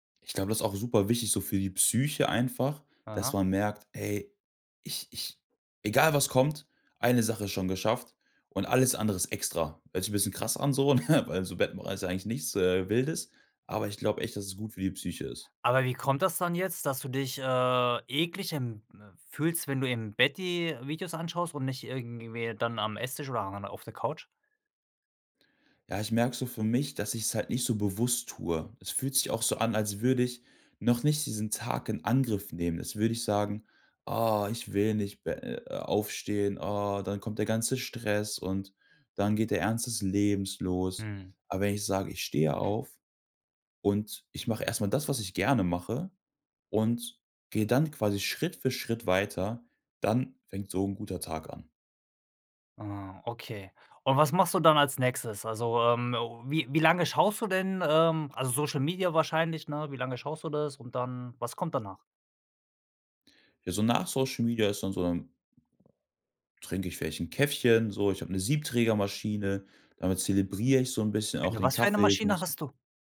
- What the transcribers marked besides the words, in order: laughing while speaking: "ne?"; other background noise; stressed: "nach"
- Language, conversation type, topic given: German, podcast, Wie sieht deine Morgenroutine an einem normalen Wochentag aus?